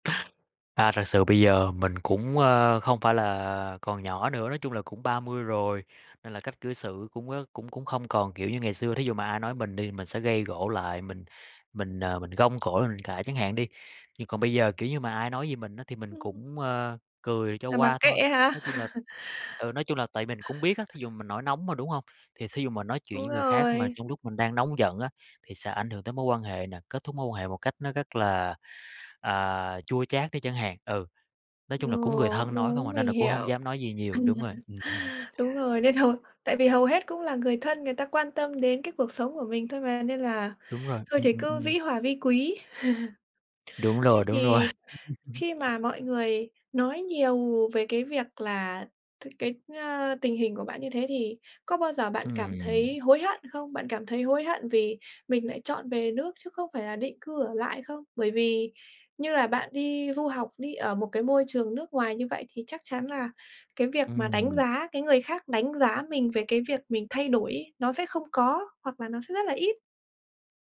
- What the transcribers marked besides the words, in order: tapping; chuckle; other background noise; chuckle; laughing while speaking: "Ừm"; chuckle; laugh
- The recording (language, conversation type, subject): Vietnamese, podcast, Bạn đối diện với nỗi sợ thay đổi như thế nào?